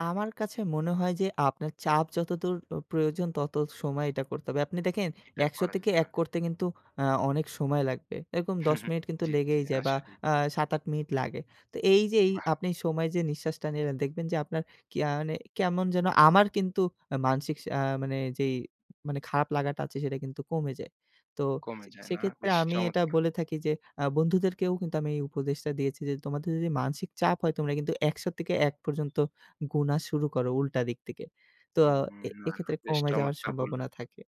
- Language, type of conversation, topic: Bengali, podcast, স্ট্রেসের মুহূর্তে আপনি কোন ধ্যানকৌশল ব্যবহার করেন?
- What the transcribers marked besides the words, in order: chuckle; other background noise; horn